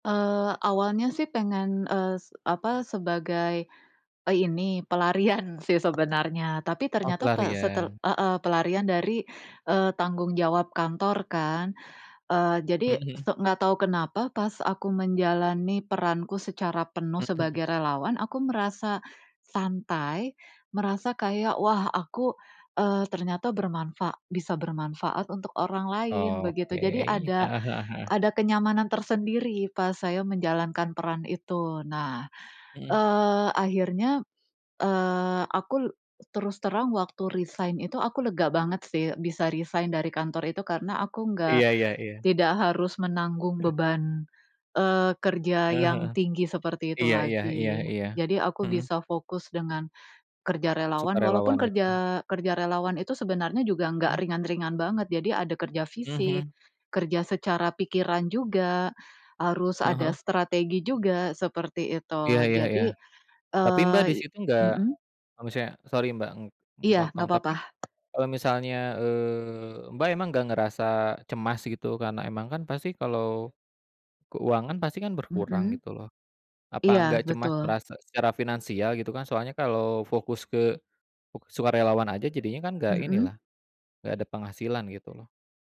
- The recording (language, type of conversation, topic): Indonesian, unstructured, Bagaimana perasaanmu jika keluargamu tidak mendukung pilihan hidupmu?
- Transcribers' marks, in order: laughing while speaking: "pelarian"; tapping; other animal sound; in English: "resign"; in English: "resign"; other background noise; in English: "sorry"